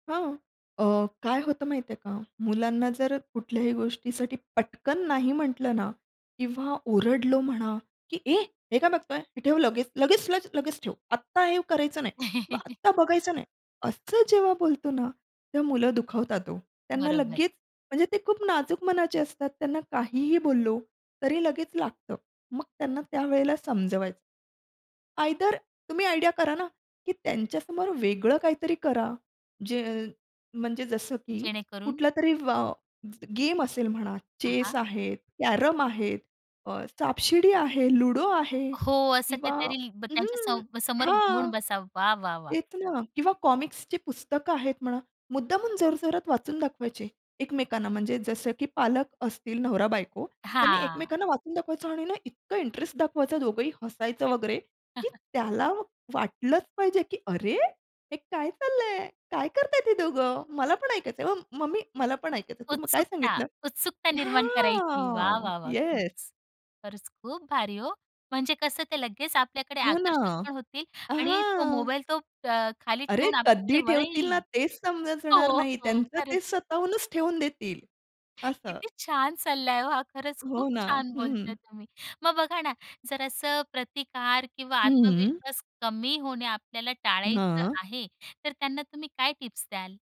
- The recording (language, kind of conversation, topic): Marathi, podcast, लहान मुलांसाठी स्क्रीन वेळ कशी ठरवावी याबद्दल तुम्ही काय सल्ला द्याल?
- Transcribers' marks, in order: tapping; laugh; other background noise; in English: "आयडिया"; chuckle; laughing while speaking: "हो, हो"